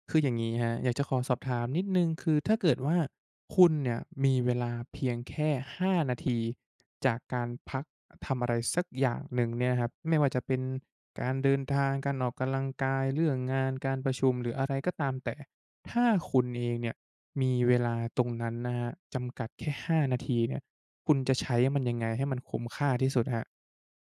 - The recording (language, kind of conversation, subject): Thai, podcast, ถ้าคุณมีเวลาออกไปข้างนอกแค่ห้านาที คุณจะใช้เวลาให้คุ้มที่สุดอย่างไร?
- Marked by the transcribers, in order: none